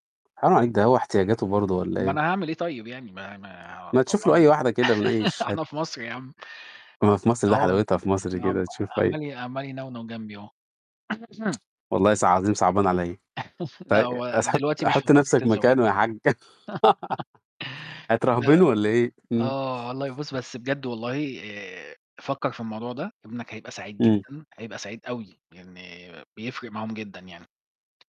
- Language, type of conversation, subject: Arabic, unstructured, إيه النصيحة اللي تديها لحد عايز يربي حيوان أليف لأول مرة؟
- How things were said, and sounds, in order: static; tapping; laugh; laughing while speaking: "إحنا في مصر يا عم"; unintelligible speech; unintelligible speech; throat clearing; chuckle; laugh